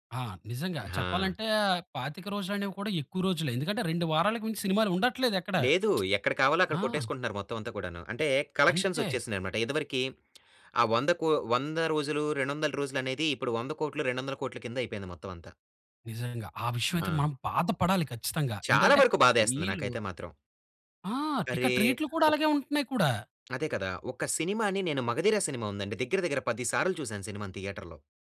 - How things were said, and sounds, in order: lip smack; in English: "కలెక్షన్స్"; other background noise
- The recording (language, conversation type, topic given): Telugu, podcast, సినిమా రుచులు కాలంతో ఎలా మారాయి?